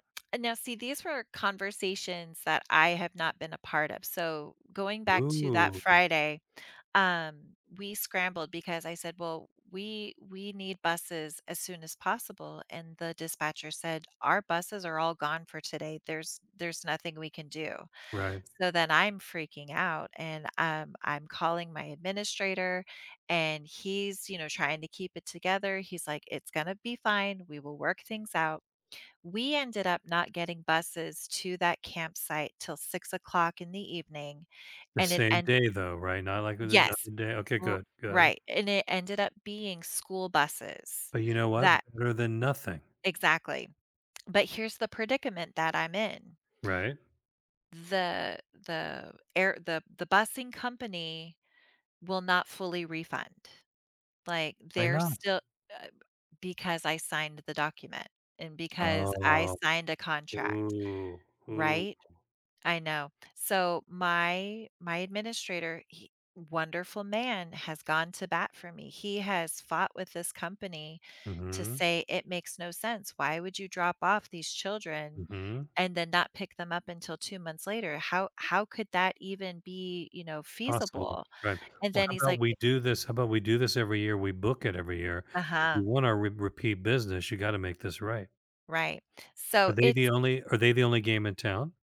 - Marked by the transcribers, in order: none
- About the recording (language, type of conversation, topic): English, advice, How can I recover from a mistake at work and avoid losing my job?
- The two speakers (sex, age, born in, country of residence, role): female, 45-49, United States, United States, user; male, 65-69, United States, United States, advisor